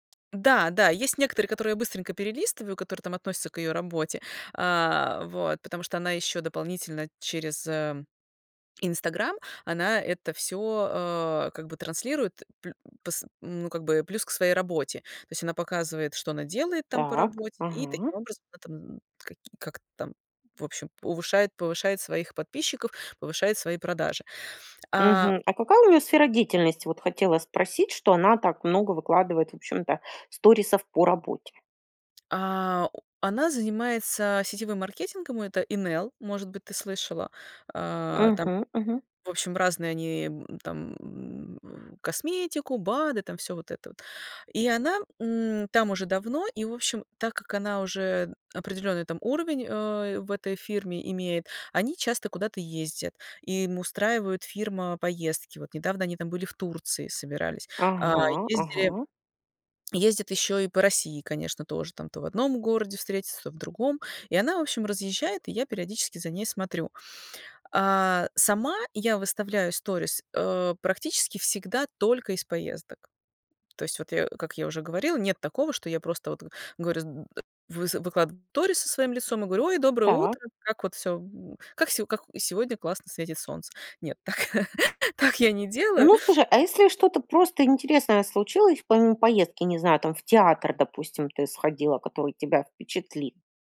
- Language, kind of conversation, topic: Russian, podcast, Как вы превращаете личный опыт в историю?
- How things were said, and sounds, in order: tapping; laughing while speaking: "так"; laugh; chuckle